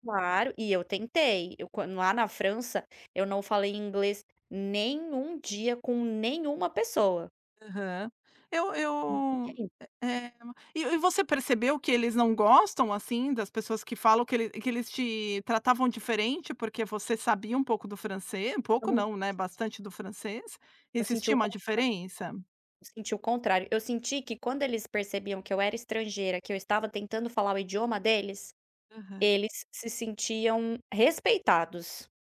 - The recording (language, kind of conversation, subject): Portuguese, podcast, Como você decide qual língua usar com cada pessoa?
- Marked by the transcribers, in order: other background noise; unintelligible speech